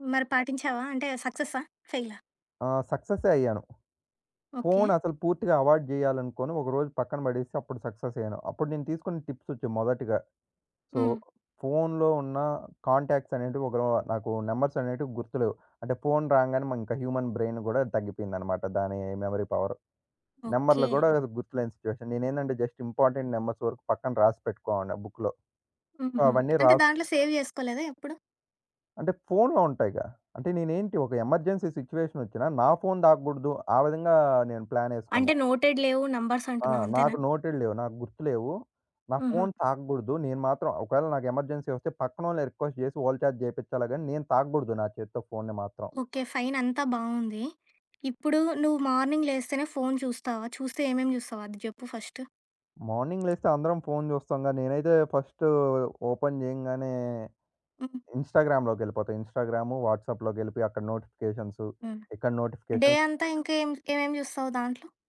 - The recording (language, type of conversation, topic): Telugu, podcast, ఫోన్ లేకుండా ఒకరోజు మీరు ఎలా గడుపుతారు?
- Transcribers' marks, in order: other background noise; in English: "అవాయిడ్"; in English: "సక్సెస్"; in English: "టిప్స్"; in English: "సో"; in English: "కాంటాక్ట్స్"; in English: "హ్యూమన్ బ్రైన్"; in English: "మెమరీ పవర్"; in English: "సిచ్యుయేషన్"; in English: "జస్ట్ ఇంపార్టెంట్ నంబర్స్"; in English: "సో"; in English: "సేవ్"; in English: "ఎమర్జెన్సీ సిట్యుయేషన్"; in English: "నోటెడ్"; in English: "నంబర్స్"; in English: "నోటెడ్"; in English: "ఎమర్జెన్సీ"; in English: "రిక్వెస్ట్"; in English: "ఫైన్"; in English: "మార్నింగ్"; in English: "మార్నింగ్"; in English: "ఫస్ట్"; in English: "ఫస్ట్, ఓపెన్"; in English: "ఇన్‌స్టాగ్రామ్‌లోకెళ్ళిపోతా"; in English: "వాట్సాప్‌లోకెళ్లిపోయి"; in English: "నోటిఫికేషన్స్"; in English: "నోటిఫికేషన్స్"; in English: "డే"